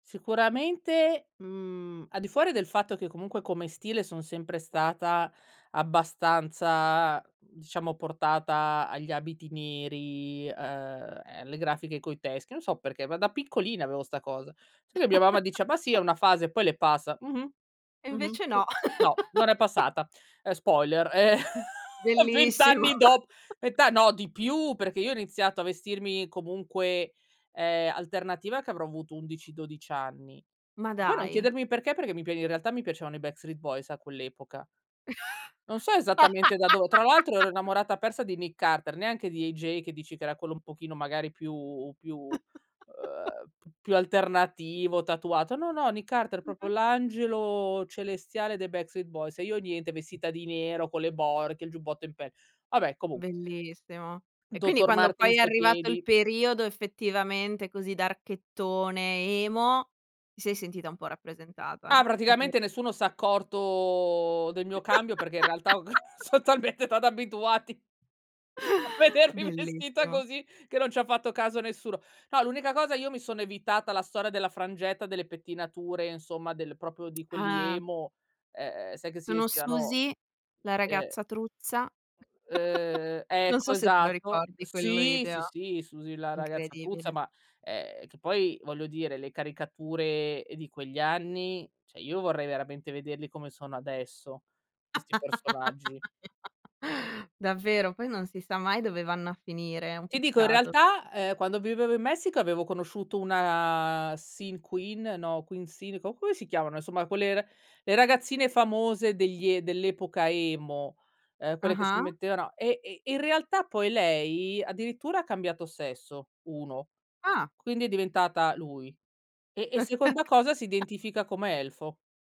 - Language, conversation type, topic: Italian, podcast, Come si costruisce un guardaroba che racconti la tua storia?
- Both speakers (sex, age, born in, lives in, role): female, 25-29, Italy, Italy, host; female, 35-39, Italy, Belgium, guest
- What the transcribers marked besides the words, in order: drawn out: "abbastanza"; tapping; chuckle; laugh; other background noise; chuckle; laughing while speaking: "vent anni dop"; chuckle; laugh; chuckle; "proprio" said as "propo"; drawn out: "accorto"; laugh; laughing while speaking: "ho c son talmente stati abituati a vedermi vestita così"; "proprio" said as "propo"; unintelligible speech; giggle; "cioè" said as "ceh"; laugh; unintelligible speech; drawn out: "una"; chuckle